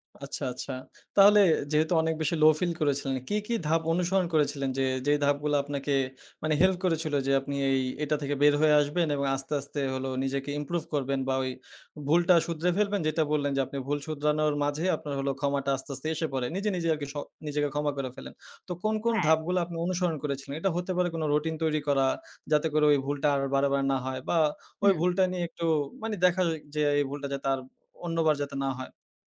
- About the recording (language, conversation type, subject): Bengali, podcast, আপনার কি কখনও এমন অভিজ্ঞতা হয়েছে, যখন আপনি নিজেকে ক্ষমা করতে পেরেছেন?
- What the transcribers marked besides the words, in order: other background noise; in English: "low feel"; in English: "improve"; "করে" said as "কইরা"